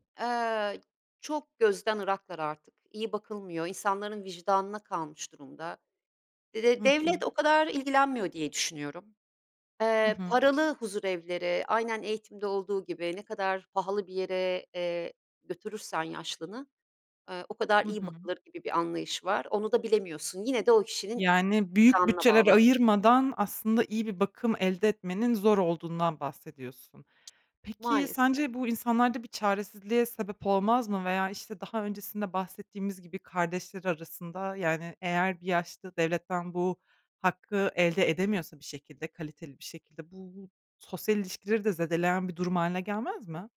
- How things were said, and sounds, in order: other background noise
- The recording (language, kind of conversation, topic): Turkish, podcast, Yaşlı bir ebeveynin bakım sorumluluğunu üstlenmeyi nasıl değerlendirirsiniz?